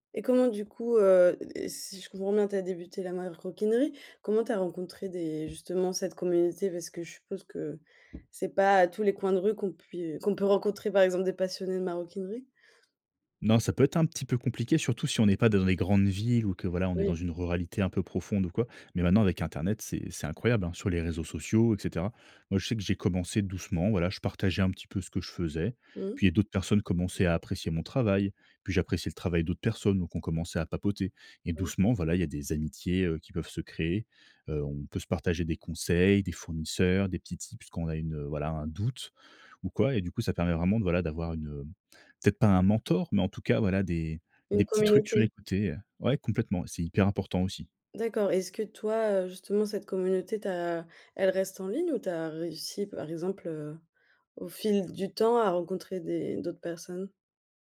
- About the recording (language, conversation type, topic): French, podcast, Quel conseil donnerais-tu à quelqu’un qui débute ?
- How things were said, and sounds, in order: tapping; stressed: "doute"